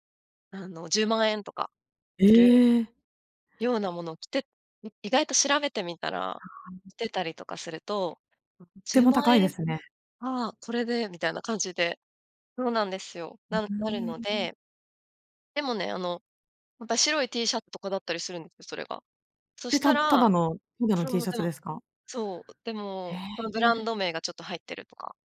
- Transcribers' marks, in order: unintelligible speech
- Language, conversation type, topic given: Japanese, podcast, SNSは服選びに影響してる？